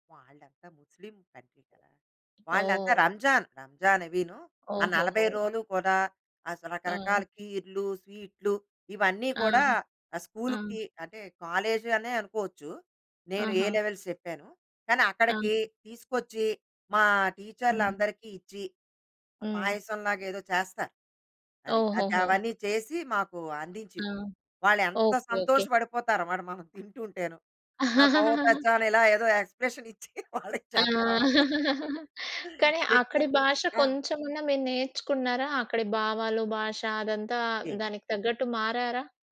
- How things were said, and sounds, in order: in English: "కంట్రీ"; other background noise; in English: "లెవెల్స్"; laughing while speaking: "మనం తింటుంటేను"; in Hindi: "బహుత్ అచ్చా!"; laugh; in English: "ఎక్స్ప్రెషన్"; laugh; laughing while speaking: "ఇచ్చి వాళ్ళకి చెప్పడం అదే"; laugh
- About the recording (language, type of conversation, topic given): Telugu, podcast, భాష మార్చినప్పుడు మీ భావోద్వేగాలు, ఇతరులతో మీ అనుబంధం ఎలా మారింది?